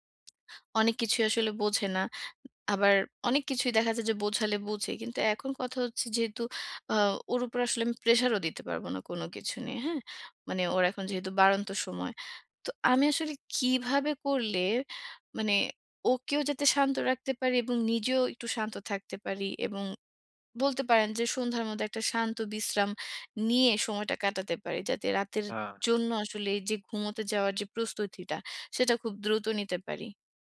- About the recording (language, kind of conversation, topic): Bengali, advice, সন্ধ্যায় কীভাবে আমি শান্ত ও নিয়মিত রুটিন গড়ে তুলতে পারি?
- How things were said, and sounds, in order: none